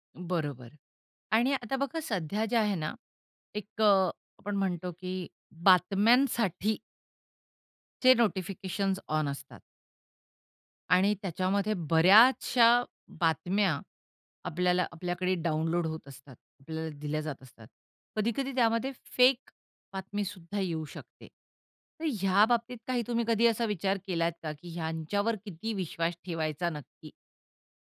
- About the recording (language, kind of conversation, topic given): Marathi, podcast, तुम्ही सूचनांचे व्यवस्थापन कसे करता?
- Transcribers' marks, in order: tapping